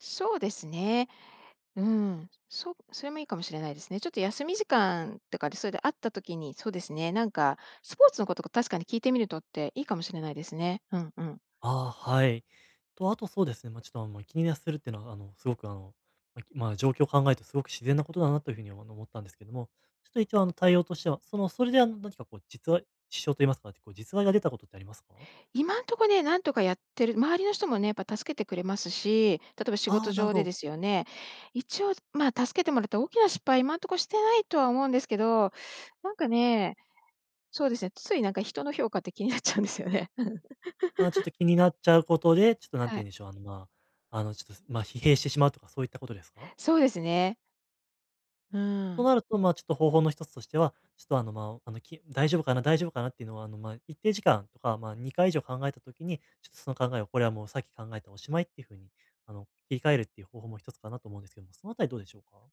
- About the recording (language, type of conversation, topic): Japanese, advice, 他人の評価を気にしすぎない練習
- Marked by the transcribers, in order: laughing while speaking: "なっちゃうんですよね"; laugh